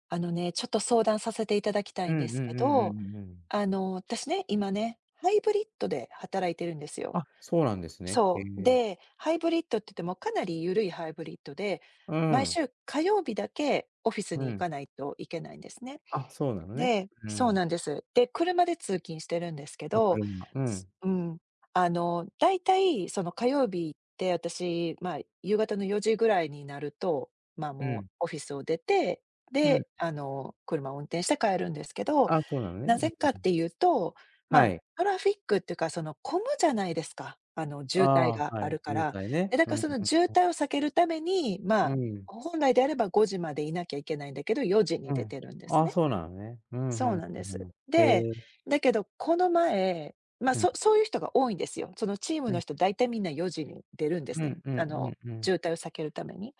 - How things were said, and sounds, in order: none
- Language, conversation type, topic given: Japanese, advice, リモート勤務や柔軟な働き方について会社とどのように調整すればよいですか？